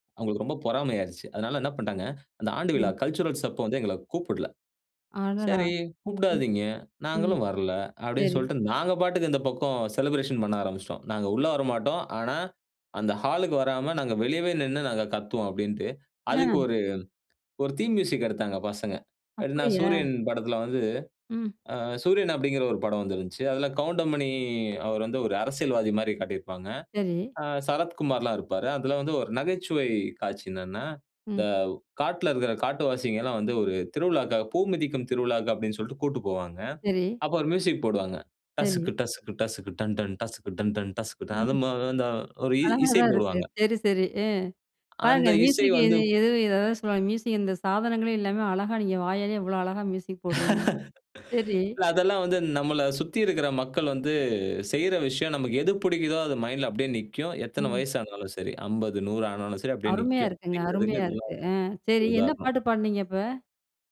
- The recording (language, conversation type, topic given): Tamil, podcast, ஒரு பாடல் பழைய நினைவுகளை எழுப்பும்போது உங்களுக்குள் என்ன மாதிரி உணர்வுகள் ஏற்படுகின்றன?
- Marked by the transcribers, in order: in English: "கல்ச்சுரல்ஸ்"; other noise; in English: "செலிபிரேஷன்"; in English: "தீம் மியூசிக்"; singing: "டசுக்கு, டசுக்கு, டசுக்கு, டன் டன் டசுக்கு, டன் டன் டன்"; laugh; in English: "மைண்ட்ல"; unintelligible speech